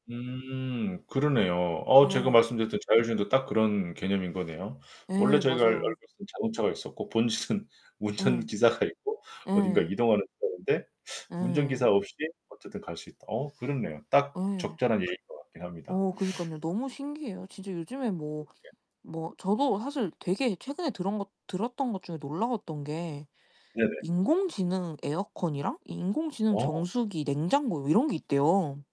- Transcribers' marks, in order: distorted speech; other background noise; laughing while speaking: "본질은 운전기사가 있고"
- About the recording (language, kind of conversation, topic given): Korean, unstructured, 인공지능은 미래를 어떻게 바꿀까요?